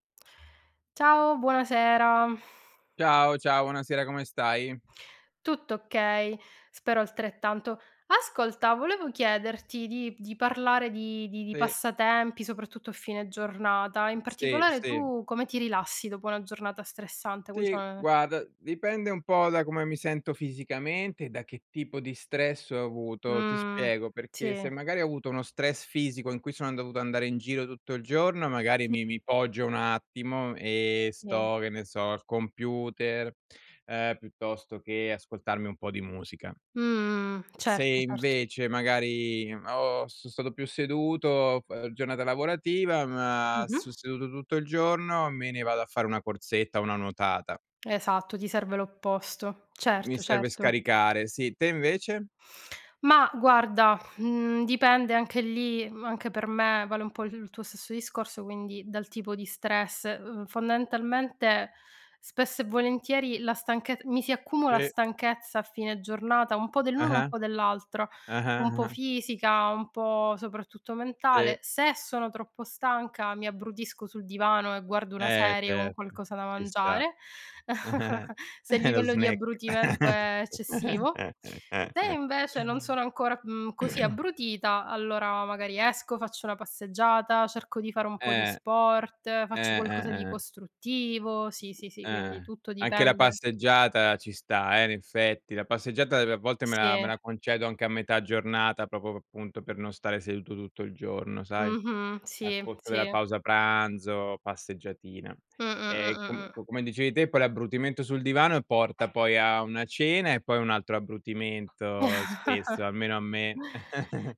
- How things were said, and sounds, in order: other background noise; tapping; unintelligible speech; "sto" said as "stu"; chuckle; laughing while speaking: "Eh"; laugh; throat clearing; "proprio" said as "propo"; chuckle; chuckle
- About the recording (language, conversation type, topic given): Italian, unstructured, Come ti rilassi dopo una giornata stressante?